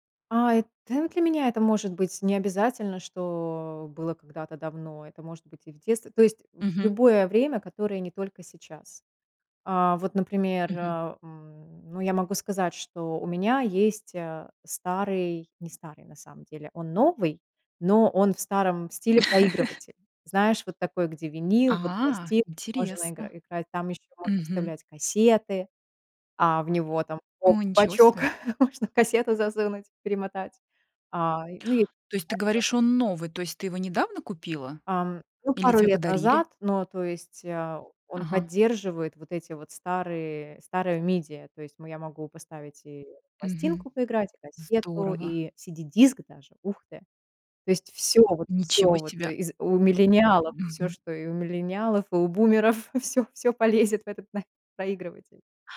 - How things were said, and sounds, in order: chuckle; laughing while speaking: "можно"; unintelligible speech; tapping; in English: "media"; chuckle; laughing while speaking: "всё всё полезет в этот"
- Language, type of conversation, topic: Russian, podcast, Куда вы обычно обращаетесь за музыкой, когда хочется поностальгировать?